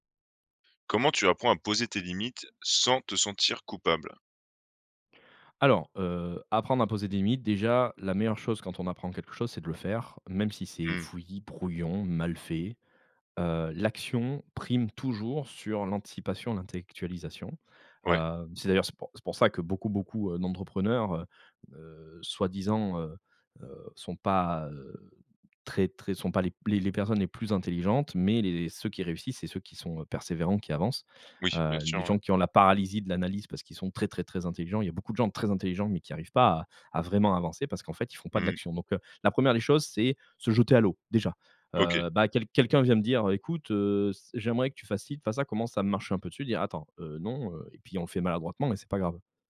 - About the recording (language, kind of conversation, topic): French, podcast, Comment apprendre à poser des limites sans se sentir coupable ?
- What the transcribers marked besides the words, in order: stressed: "très"